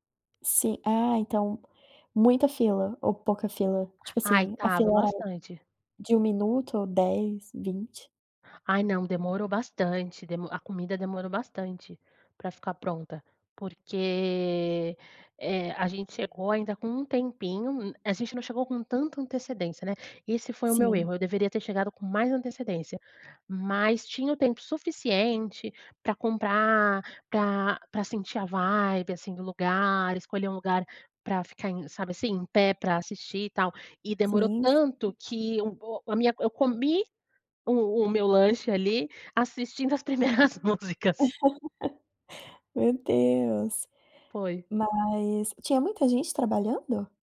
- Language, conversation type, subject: Portuguese, podcast, Qual foi o show ao vivo que mais te marcou?
- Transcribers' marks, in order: laughing while speaking: "as primeiras músicas"; laugh